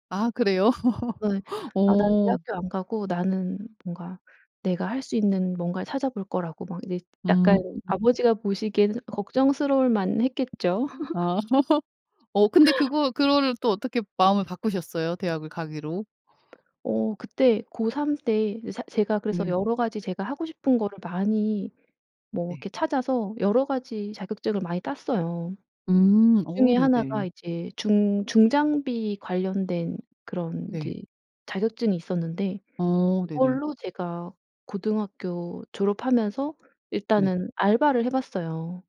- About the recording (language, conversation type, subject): Korean, podcast, 가족이 원하는 직업과 내가 하고 싶은 일이 다를 때 어떻게 해야 할까?
- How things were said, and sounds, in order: other background noise; laugh; tapping; laugh